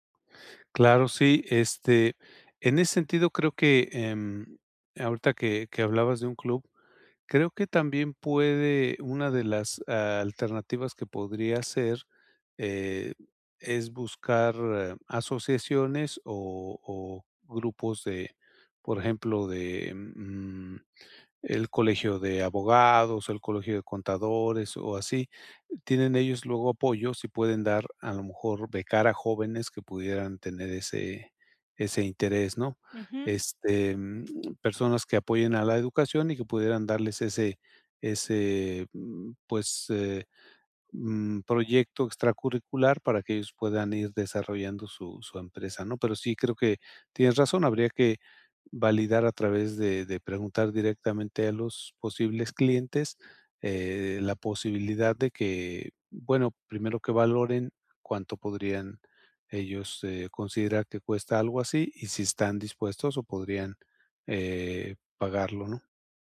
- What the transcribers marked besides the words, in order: none
- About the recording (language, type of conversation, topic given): Spanish, advice, ¿Cómo puedo validar si mi idea de negocio tiene un mercado real?